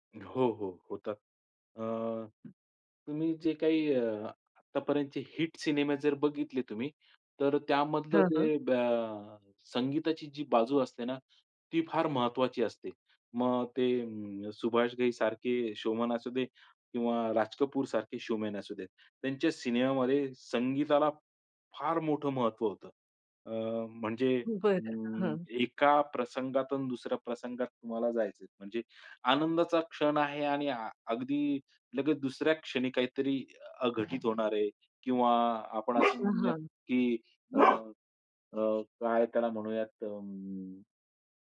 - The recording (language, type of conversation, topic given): Marathi, podcast, सिनेमात संगीतामुळे भावनांना कशी उर्जा मिळते?
- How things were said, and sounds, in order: other background noise; in English: "शोमॅन"; in English: "शोमॅन"; dog barking